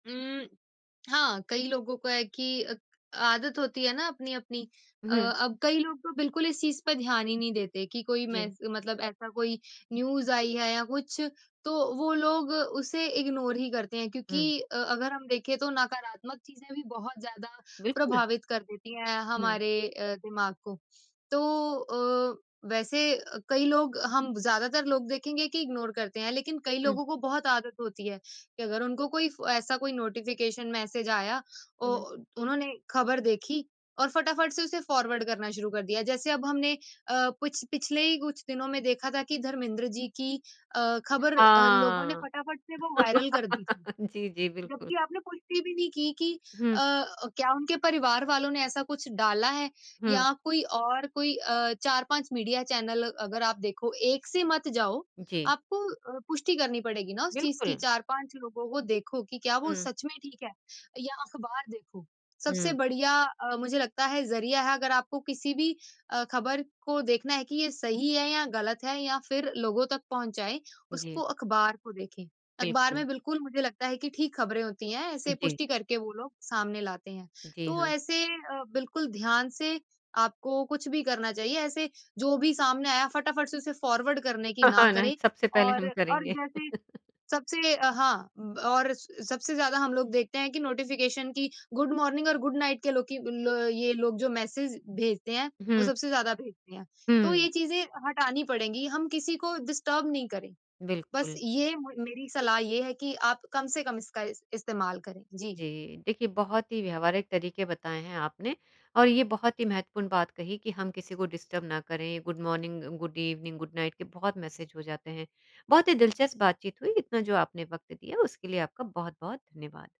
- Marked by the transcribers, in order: tongue click; in English: "न्यूज़"; in English: "इग्नोर"; in English: "इग्नोर"; in English: "नोटिफ़िकेशन"; in English: "फॉरवर्ड"; laugh; tapping; in English: "फॉरवर्ड"; chuckle; in English: "नोटिफ़िकेशन"; in English: "गुड मॉर्निंग"; in English: "गुड नाइट"; in English: "डिस्टर्ब"; in English: "डिस्टर्ब"; in English: "गुड मॉर्निंग, गुड इवनिंग, गुड नाइट"
- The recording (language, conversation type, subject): Hindi, podcast, अनावश्यक नोटिफिकेशन से निपटने के उपाय
- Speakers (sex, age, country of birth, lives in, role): female, 25-29, India, India, guest; female, 50-54, India, India, host